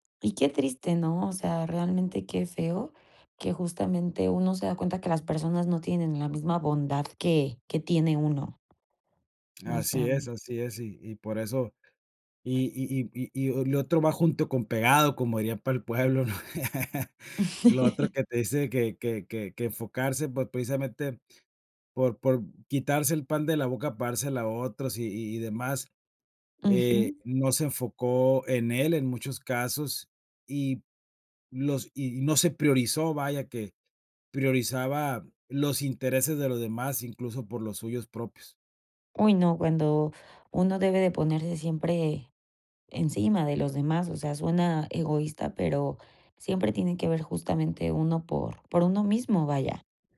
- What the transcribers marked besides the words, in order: laugh
- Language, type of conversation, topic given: Spanish, podcast, ¿Qué consejo le darías a tu yo del pasado?